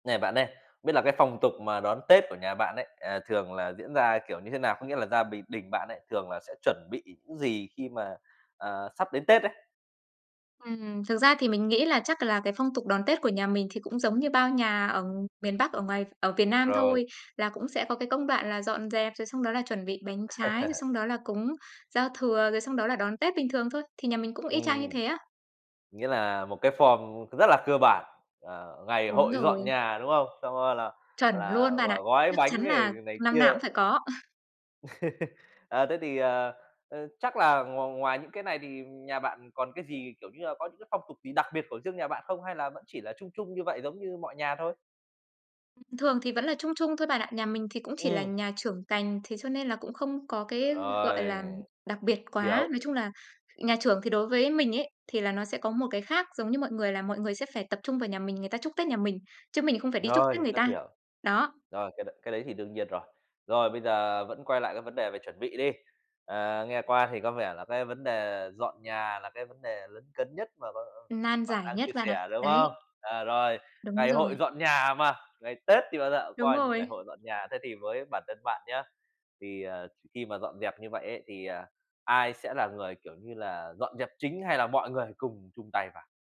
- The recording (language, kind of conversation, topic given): Vietnamese, podcast, Phong tục đón Tết ở nhà bạn thường diễn ra như thế nào?
- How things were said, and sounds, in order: other background noise; laugh; in English: "form"; laugh; other noise